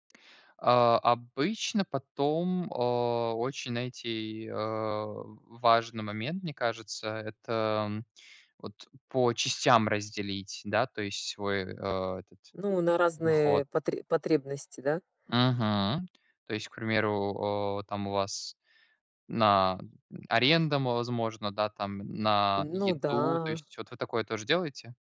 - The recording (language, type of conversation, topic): Russian, unstructured, Как вы обычно планируете бюджет на месяц?
- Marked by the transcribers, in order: tapping; drawn out: "Ну да"